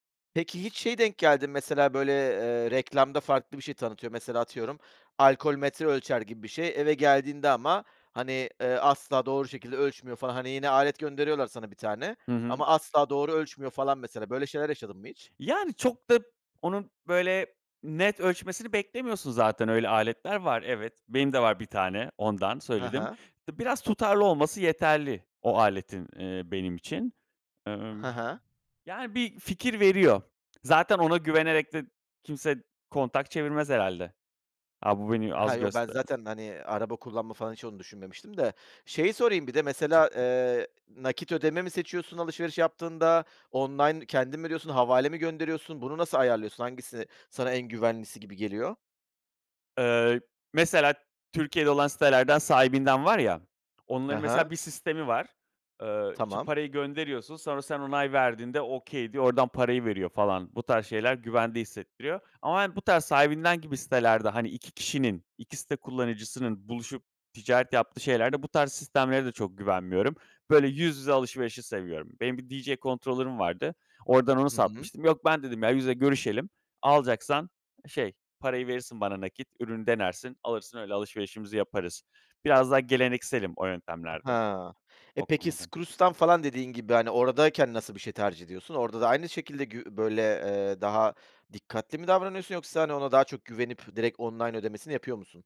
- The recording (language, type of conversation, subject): Turkish, podcast, Online alışveriş yaparken nelere dikkat ediyorsun?
- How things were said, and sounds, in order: tapping; giggle; in English: "okay"; in English: "controller'ım"